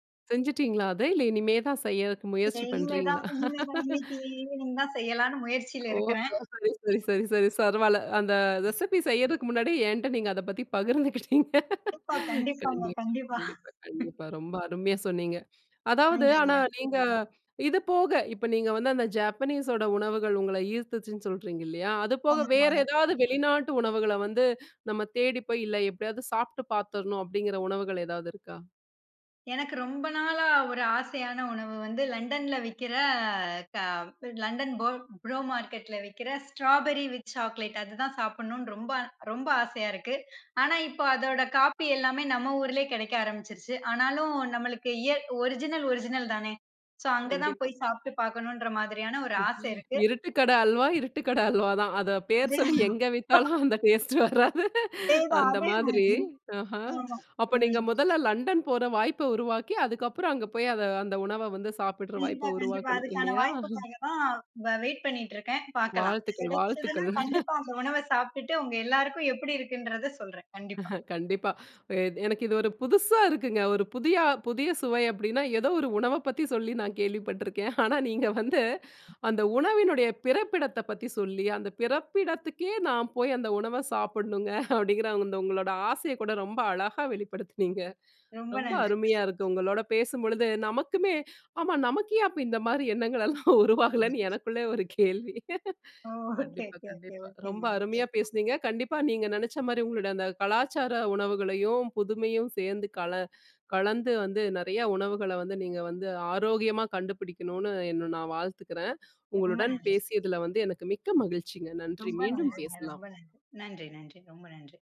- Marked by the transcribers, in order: other background noise; in English: "ஈவினிங்"; chuckle; unintelligible speech; in English: "ரெசிப்பி"; tapping; laughing while speaking: "பகிர்ந்துக்கிட்டீங்க"; chuckle; in English: "ஸ்ராபரி வித் சாக்லேட்"; in English: "ஒரிஜினல் ஒரிஜினல்"; laughing while speaking: "இருட்டுக்கட அல்வா, இருட்டுக்கட அல்வா தான் … அந்த டேஸ்டு வராது"; unintelligible speech; other noise; chuckle; in English: "வைட்"; chuckle; laughing while speaking: "கண்டிப்பா. எனக்கு இது ஒரு புதுசா … அந்த உணவ சாப்டணும்ங்க"; laughing while speaking: "இந்த மாரி எண்ணங்கள் எல்லாம் உருவாகலன்னு எனக்குள்ள ஒரு கேள்வி"
- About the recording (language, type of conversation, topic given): Tamil, podcast, நீங்கள் புதிதாக ஒரு சுவையை கண்டறிந்த அனுபவம் என்ன?